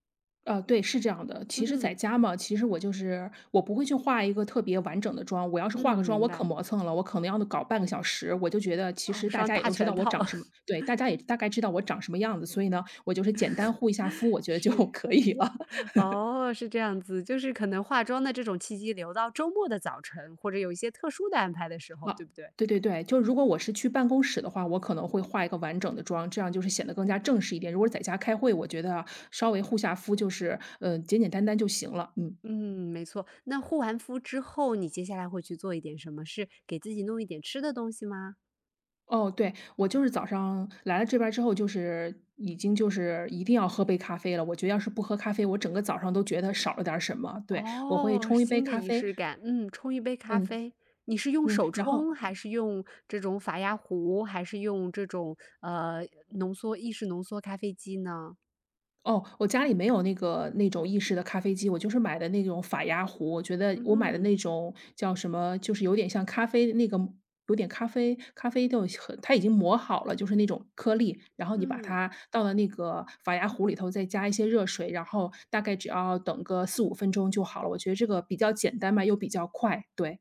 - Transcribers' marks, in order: chuckle; chuckle; laughing while speaking: "就可以了"; chuckle; other background noise; tapping
- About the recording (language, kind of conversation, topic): Chinese, podcast, 你早上通常是怎么开始新一天的？